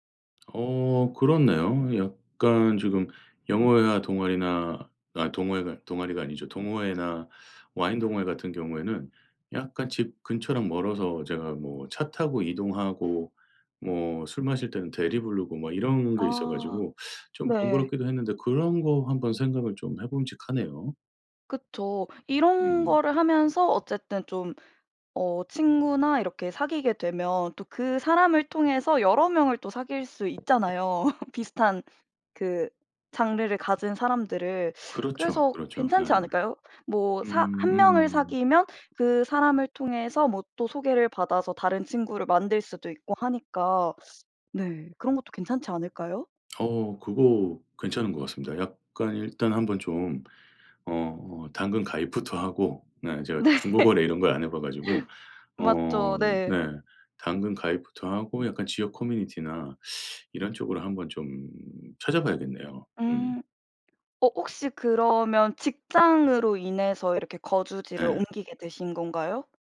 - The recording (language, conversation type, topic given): Korean, advice, 새로운 도시로 이사한 뒤 친구를 사귀기 어려운데, 어떻게 하면 좋을까요?
- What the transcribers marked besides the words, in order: tapping; teeth sucking; laugh; teeth sucking; laughing while speaking: "네"; teeth sucking